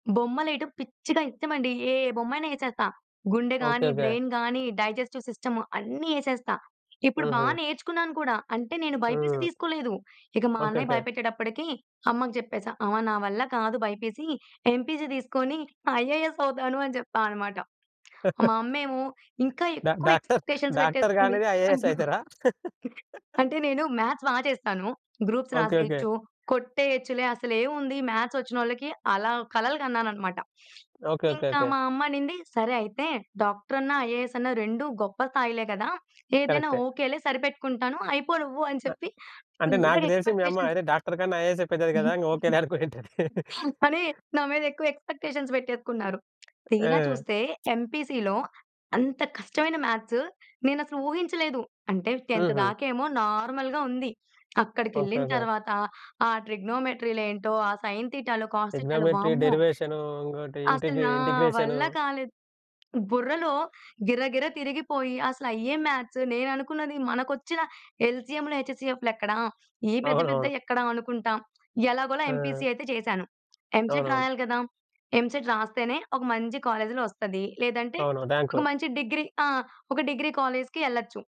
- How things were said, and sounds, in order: in English: "బ్రెయిన్"; in English: "డైజెస్టివ్ సిస్టమ్"; in English: "బైపీసీ"; in English: "బైపీసీ, ఎంపీసీ"; laughing while speaking: "ఐఏఎస్ అవుతాను అని చెప్పా అనమాట"; in English: "ఐఏఎస్"; chuckle; other background noise; tapping; in English: "ఎక్స్‌పెక్టేషన్స్"; in English: "ఐఏఎస్"; laughing while speaking: "అయ్యో!"; laugh; in English: "మ్యాథ్స్"; in English: "గ్రూప్స్"; in English: "ఎక్స్‌పెక్టేషన్స్"; laugh; in English: "ఎక్స్‌పెక్టేషన్స్"; laugh; in English: "ఎంపీసీ‌లో"; in English: "మ్యాథ్స్"; in English: "నార్మల్‌గా"; in English: "సైన్ థీటాలు, కాస్ థీటాలు"; in English: "ట్రిగ్నమెట్రీ"; in English: "మ్యాథ్స్"; in English: "ఎంపీసీ"; in English: "ఎంసెట్"; in English: "ఎంసెట్"; in English: "కాలేజ్‌లో"; "ర్యాంకు" said as "దాంకు"; in English: "కాలేజ్‌కి"
- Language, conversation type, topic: Telugu, podcast, పెద్దల ఆశలు పిల్లలపై ఎలాంటి ప్రభావం చూపుతాయనే విషయంపై మీ అభిప్రాయం ఏమిటి?